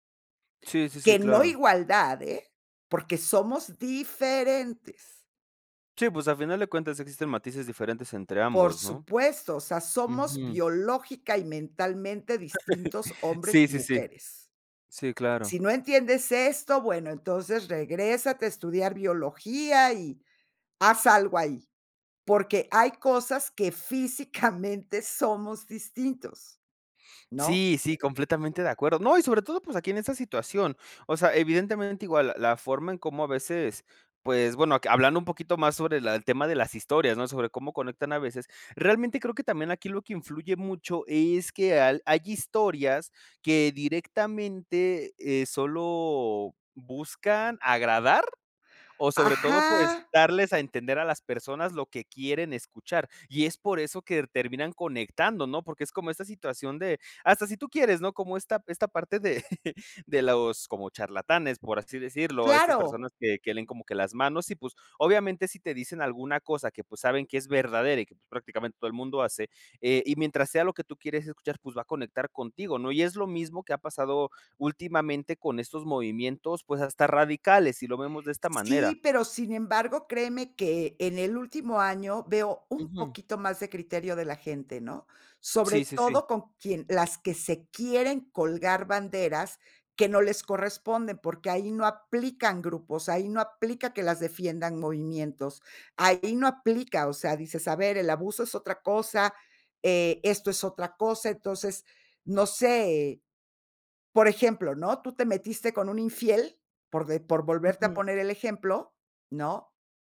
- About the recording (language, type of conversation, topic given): Spanish, podcast, ¿Por qué crees que ciertas historias conectan con la gente?
- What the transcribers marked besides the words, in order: stressed: "diferentes"; laugh; chuckle; stressed: "agradar"; chuckle